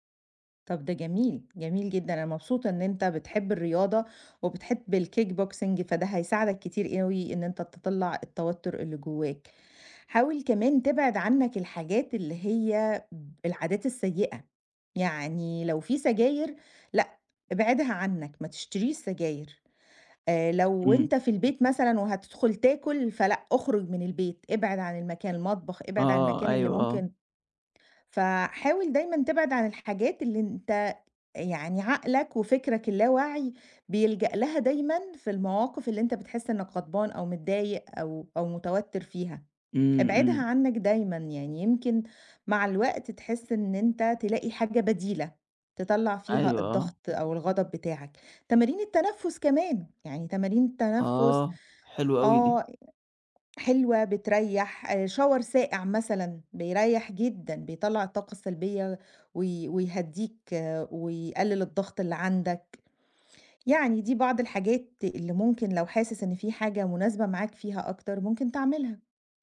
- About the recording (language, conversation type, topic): Arabic, advice, إزاي بتلاقي نفسك بتلجأ للكحول أو لسلوكيات مؤذية كل ما تتوتر؟
- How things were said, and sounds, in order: in English: "الkickboxing"; in English: "shower"